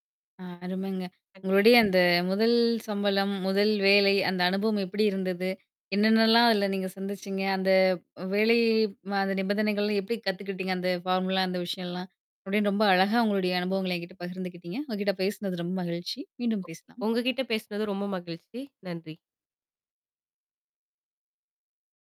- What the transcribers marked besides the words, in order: unintelligible speech; in English: "ஃபார்முலா"; other noise
- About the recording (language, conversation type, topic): Tamil, podcast, முதன்முறையாக வேலைக்குச் சென்ற அனுபவம் உங்களுக்கு எப்படி இருந்தது?